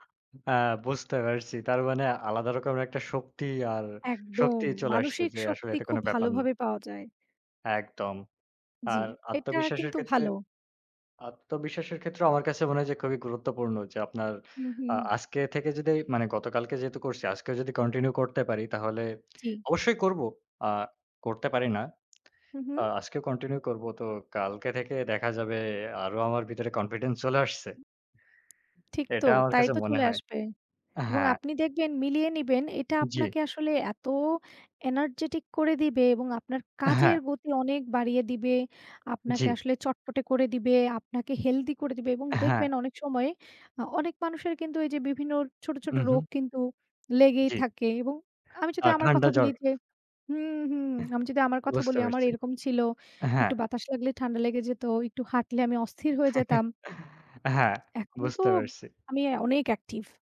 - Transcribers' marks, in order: laughing while speaking: "বুঝতে পারছি"; other noise; chuckle
- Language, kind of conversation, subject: Bengali, unstructured, শরীরচর্চা করলে মনও ভালো থাকে কেন?